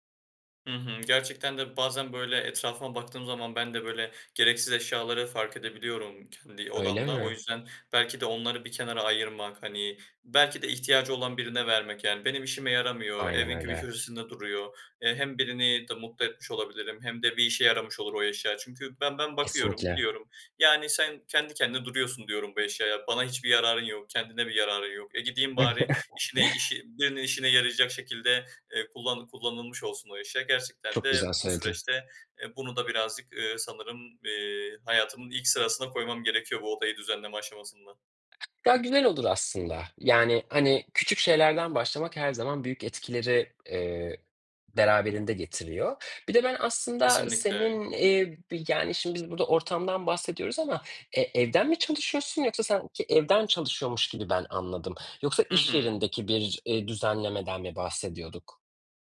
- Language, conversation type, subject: Turkish, advice, Çalışma alanının dağınıklığı dikkatini ne zaman ve nasıl dağıtıyor?
- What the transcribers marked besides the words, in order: chuckle; tapping